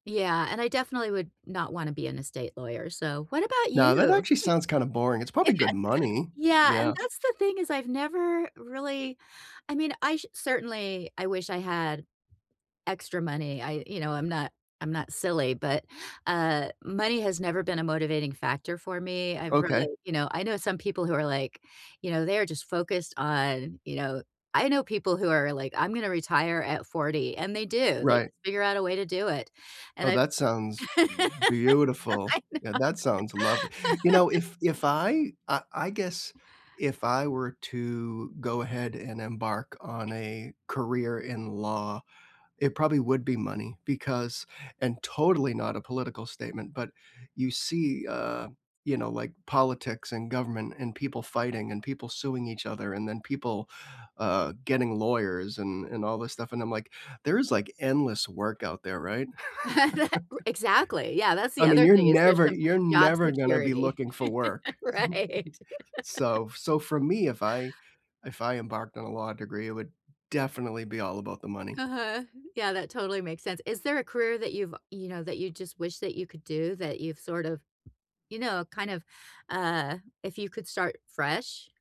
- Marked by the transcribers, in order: tapping; other background noise; laughing while speaking: "Yeah"; laugh; laughing while speaking: "I know"; laugh; laugh; chuckle; laugh; chuckle; laughing while speaking: "Right"; laugh
- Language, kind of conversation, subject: English, unstructured, If you could try any new career, what would it be?